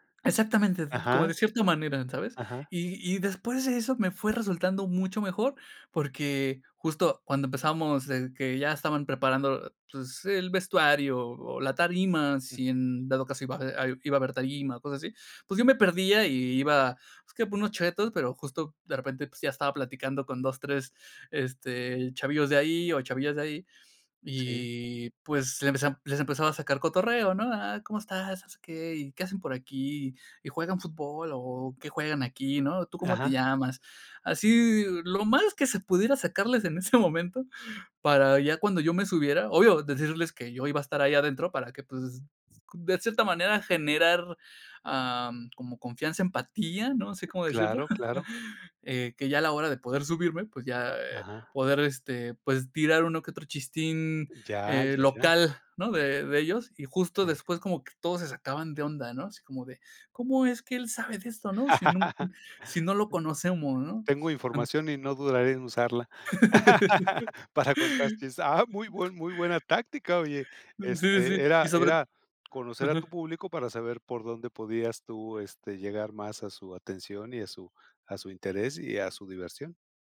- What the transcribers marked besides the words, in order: laughing while speaking: "ese momento"; other background noise; chuckle; laugh; laugh; tapping
- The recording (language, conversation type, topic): Spanish, podcast, ¿Qué señales buscas para saber si tu audiencia está conectando?